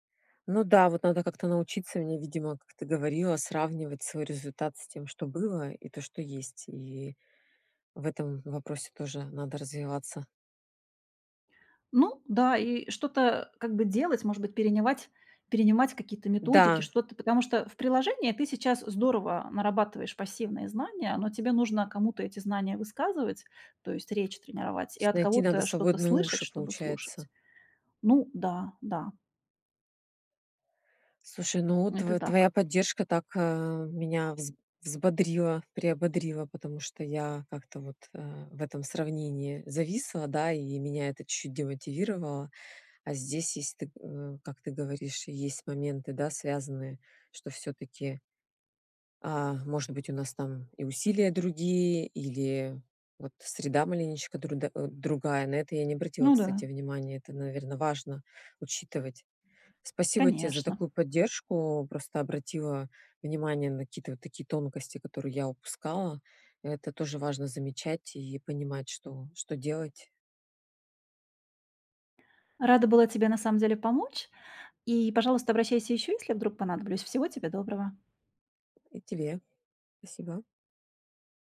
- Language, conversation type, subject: Russian, advice, Почему я постоянно сравниваю свои достижения с достижениями друзей и из-за этого чувствую себя хуже?
- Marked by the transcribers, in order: none